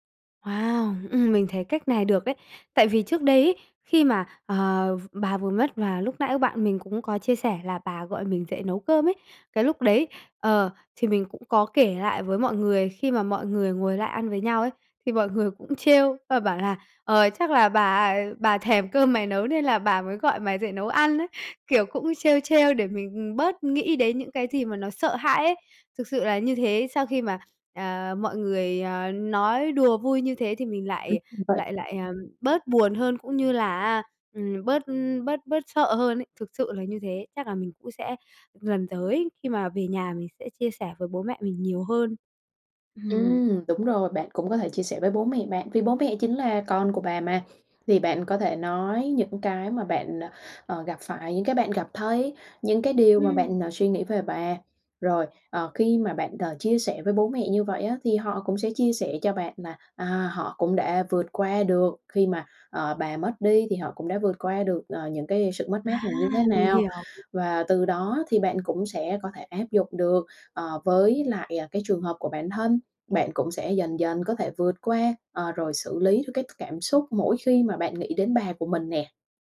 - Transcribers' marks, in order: tapping; other background noise; unintelligible speech
- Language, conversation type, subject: Vietnamese, advice, Vì sao những kỷ niệm chung cứ ám ảnh bạn mỗi ngày?